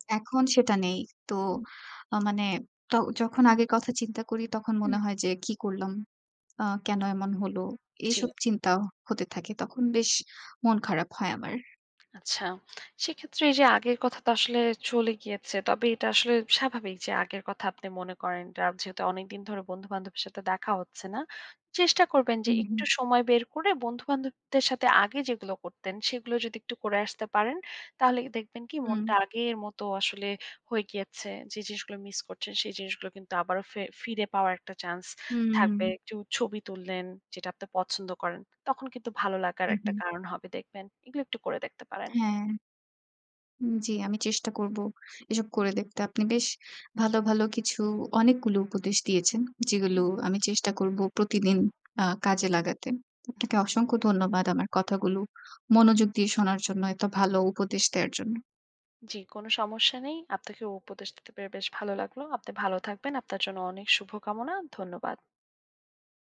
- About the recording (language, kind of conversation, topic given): Bengali, advice, দীর্ঘদিন কাজের চাপের কারণে কি আপনি মানসিক ও শারীরিকভাবে অতিরিক্ত ক্লান্তি অনুভব করছেন?
- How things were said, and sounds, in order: none